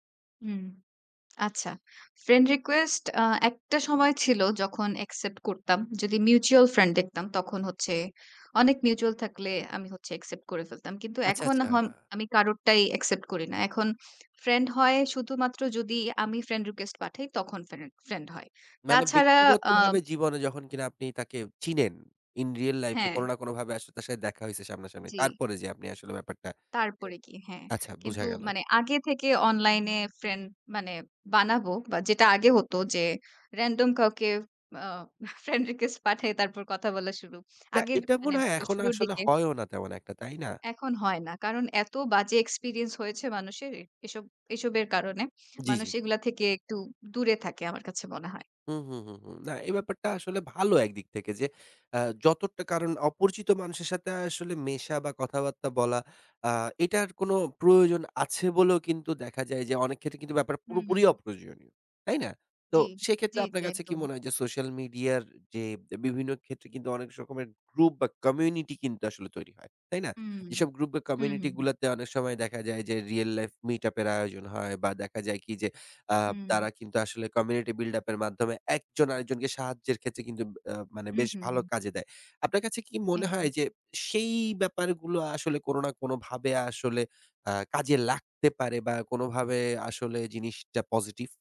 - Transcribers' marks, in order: in English: "in real life"; other background noise; laughing while speaking: "ফ্রেন্ড রিকোয়েস্ট পাঠায় তারপর কথা বলা শুরু"; in English: "community buildup"; tapping
- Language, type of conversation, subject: Bengali, podcast, অনলাইন পরিচয় বেশি নিরাপদ, নাকি সরাসরি দেখা করে মিট-আপ—তুমি কী বলবে?